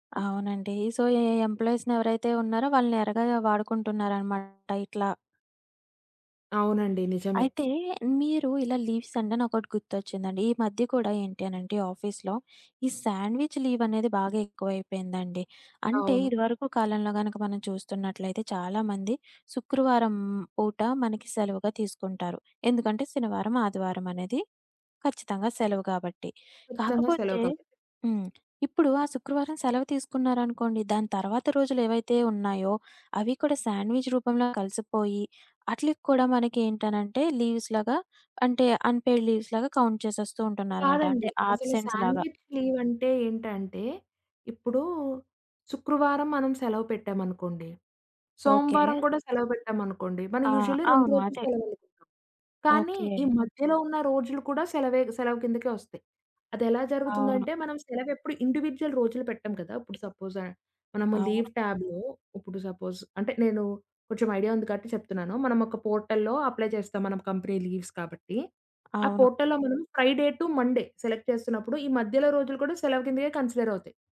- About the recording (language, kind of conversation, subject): Telugu, podcast, ఆఫీస్ సమయం ముగిసాక కూడా పని కొనసాగకుండా మీరు ఎలా చూసుకుంటారు?
- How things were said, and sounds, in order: in English: "సో, ఎ ఎంప్లాయీస్‌ని"; in English: "లీవ్స్"; in English: "ఆఫీస్‌లో"; in English: "సాండ్‌విచ్ లీవ్"; other background noise; in English: "సాండ్‌విచ్"; "ఆట్లికి" said as "అట్లికి"; in English: "లీవ్స్‌లాగా"; in English: "అన్‌పెయిడ్ లీవ్స్‌లాగా కౌంట్"; in English: "ఆబ్‌సెన్స్‌లాగా"; in English: "సాండ్‌విచ్ లీవ్"; in English: "యూజువల్లీ"; unintelligible speech; in English: "ఇండివిడ్యువల్"; in English: "సపోజ్"; in English: "లీవ్ ట్యాబ్‌లో"; in English: "సపోజ్"; in English: "పోర్టల్‌లో అప్లై"; in English: "కంపెనీ లీవ్స్"; in English: "పోర్టల్‌లో"; in English: "ఫ్రైడే టు మండే సెలెక్ట్"; in English: "కన్సిడర్"